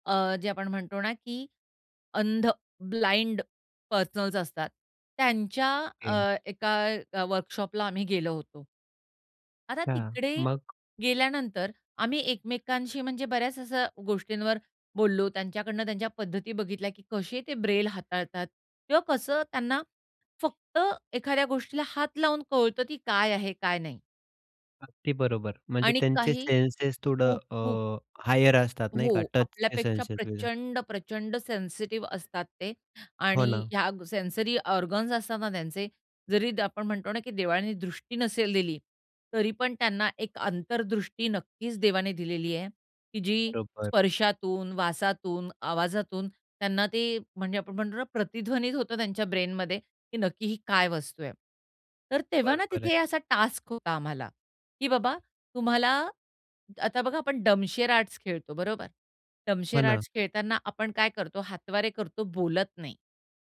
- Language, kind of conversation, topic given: Marathi, podcast, चव वर्णन करताना तुम्ही कोणते शब्द वापरता?
- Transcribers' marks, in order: in English: "ब्लाइंड पर्सनल्स"; other background noise; in English: "हायर"; unintelligible speech; in English: "सेन्सरी ऑर्गन्स"